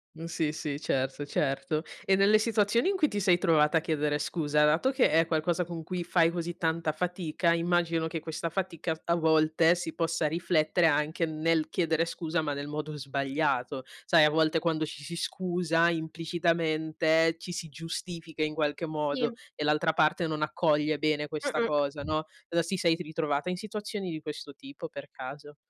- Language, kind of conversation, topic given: Italian, podcast, Come chiedi scusa quando ti rendi conto di aver sbagliato?
- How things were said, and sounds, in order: "qualche" said as "gualche"; other background noise